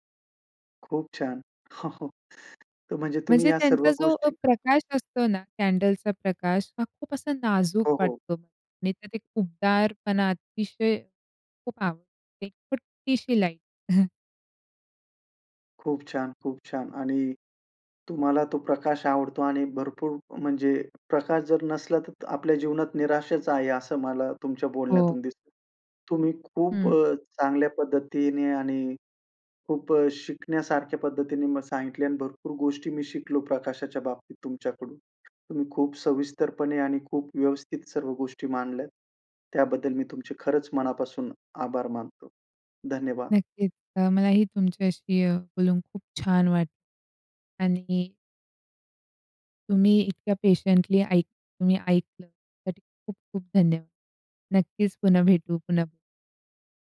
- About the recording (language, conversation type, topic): Marathi, podcast, घरात प्रकाश कसा असावा असं तुला वाटतं?
- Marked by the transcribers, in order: laughing while speaking: "हो हो"; in English: "कॅन्डल्सचा"; in English: "लाईट"; chuckle; in English: "पेशंटली"